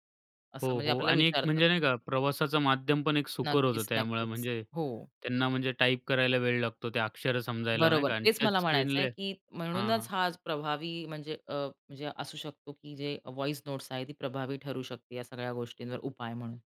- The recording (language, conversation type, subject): Marathi, podcast, व्हॉइस नोट्स कधी पाठवता आणि कधी टाईप करता?
- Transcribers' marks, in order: in English: "व्हॉईस नोट्स"